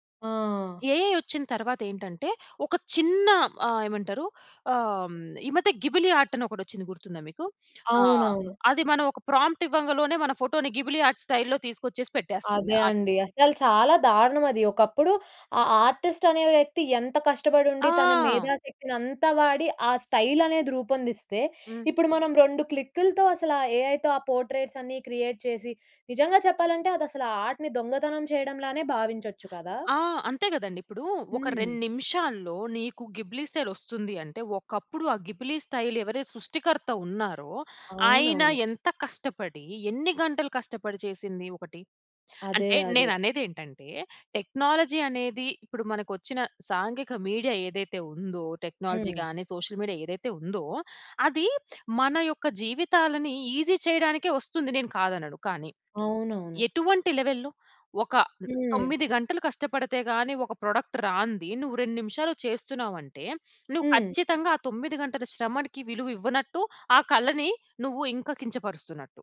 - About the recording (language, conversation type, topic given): Telugu, podcast, సామాజిక మీడియా ప్రభావం మీ సృజనాత్మకతపై ఎలా ఉంటుంది?
- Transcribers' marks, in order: in English: "ఏఐ"; other background noise; in English: "గిబిలి ఆర్ట్"; in English: "ప్రాంప్ట్"; in English: "గిబిలి ఆర్ట్ స్టైల్‌లో"; in English: "ఆర్టిస్ట్"; in English: "ఏఐ‌తో"; in English: "పోర్ట్రెట్స్"; in English: "క్రియేట్"; in English: "ఆర్ట్‌ని"; in English: "గిబ్లీ"; in English: "గిబ్లీ స్టైల్"; in English: "టెక్నాలజీ"; in English: "మీడియా"; in English: "టెక్నాలజీ"; in English: "సోషల్ మీడియా"; in English: "ఈజీ"; in English: "లెవెల్‌లో?"; in English: "ప్రొడక్ట్"